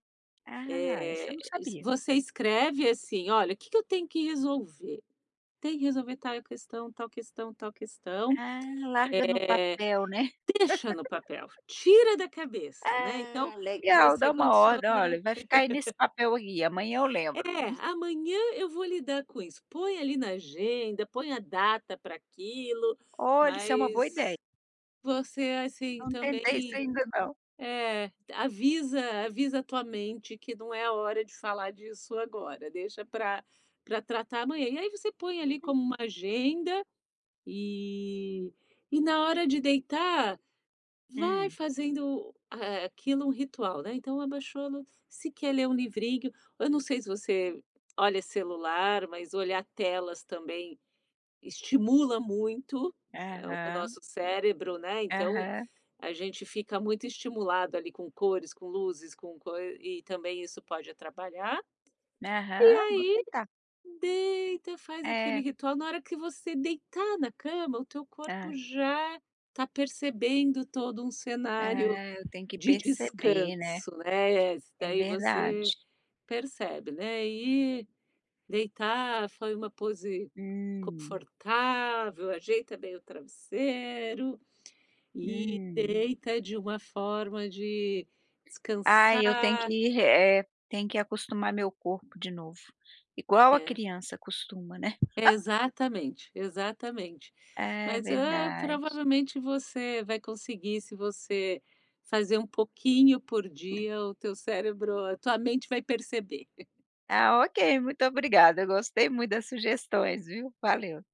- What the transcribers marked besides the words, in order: other background noise; laugh; laugh; chuckle; tapping; chuckle; chuckle
- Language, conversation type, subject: Portuguese, advice, Como posso lidar com a insônia causada por preocupações e pensamentos acelerados?
- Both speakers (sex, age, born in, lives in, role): female, 45-49, Brazil, United States, advisor; female, 55-59, Brazil, United States, user